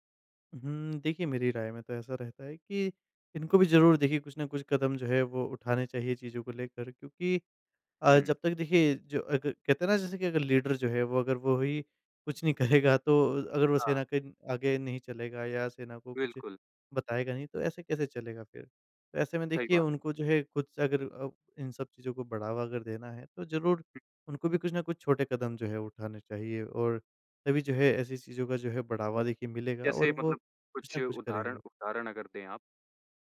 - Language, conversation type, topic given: Hindi, podcast, त्योहारों को अधिक पर्यावरण-अनुकूल कैसे बनाया जा सकता है?
- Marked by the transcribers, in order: in English: "लीडर"; laughing while speaking: "करेगा"